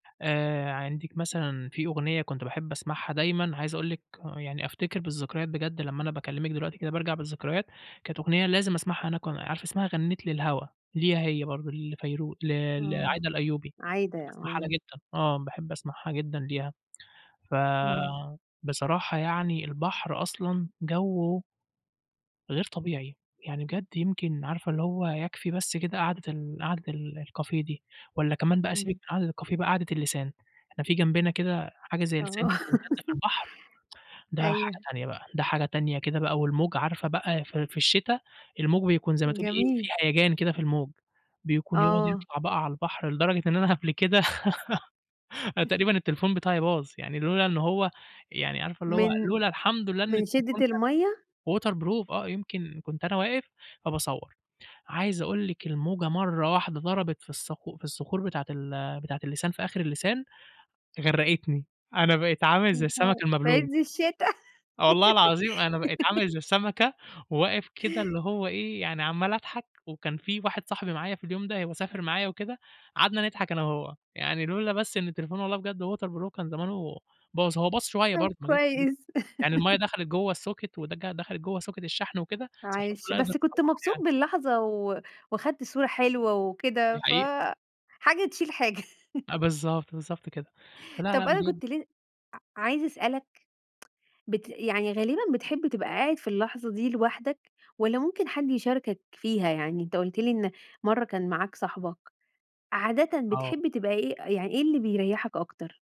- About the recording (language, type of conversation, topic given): Arabic, podcast, إيه المكان الطبيعي اللي بتحب تقضي فيه وقتك؟
- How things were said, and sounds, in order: other background noise; in English: "الكافيه"; in English: "الكافيه"; laugh; tsk; chuckle; laugh; in English: "waterproof"; unintelligible speech; giggle; in English: "waterproof"; unintelligible speech; laugh; in English: "الsocket"; in English: "socket"; chuckle; tsk